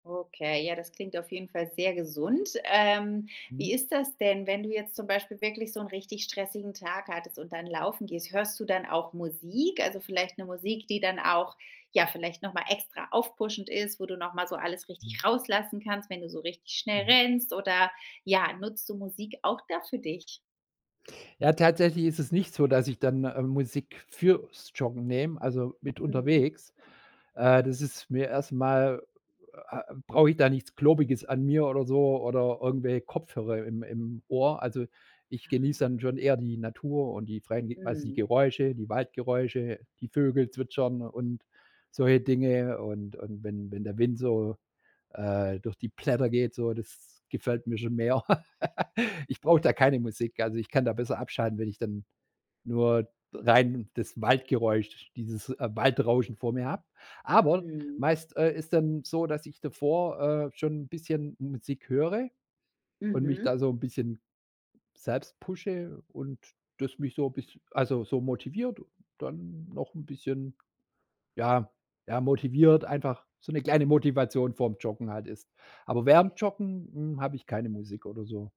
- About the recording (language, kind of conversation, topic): German, podcast, Wie helfen dir Hobbys dabei, Stress wirklich abzubauen?
- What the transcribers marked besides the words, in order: stressed: "Musik?"; stressed: "rauslassen"; laugh